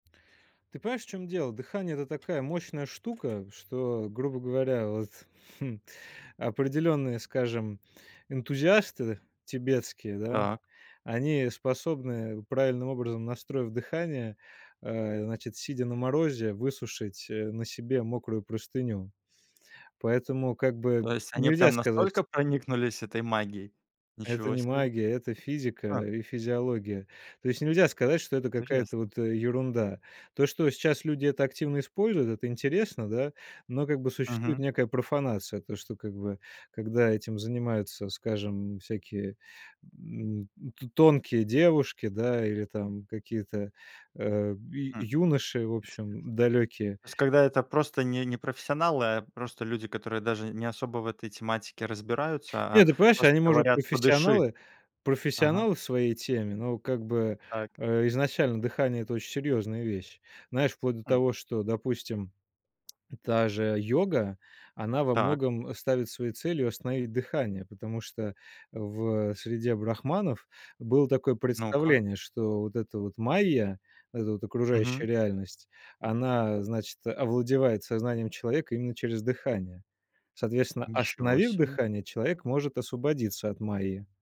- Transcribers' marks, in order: tapping; other background noise
- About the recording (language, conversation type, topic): Russian, podcast, Какие простые дыхательные приёмы тебе реально помогают?